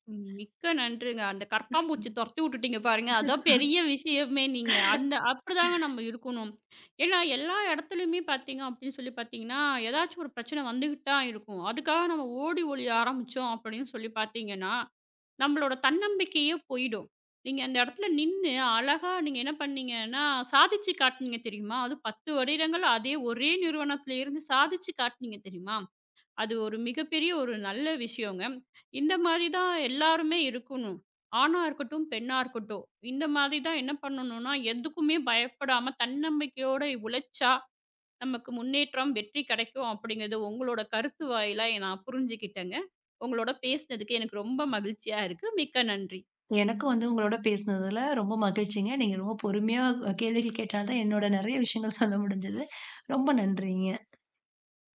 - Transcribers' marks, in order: laugh; laughing while speaking: "அதுதான் பெரிய விஷயமே நீங்க"; surprised: "அது பத்து வருடங்கள். அதே ஒரே நிறுவனத்தில் இருந்து சாதிச்சு காட்டுனீங்க தெரியுமா?"; laughing while speaking: "சொல்ல முடிஞ்சது"
- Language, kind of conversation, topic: Tamil, podcast, பணியிடத்தில் மதிப்பு முதன்மையா, பதவி முதன்மையா?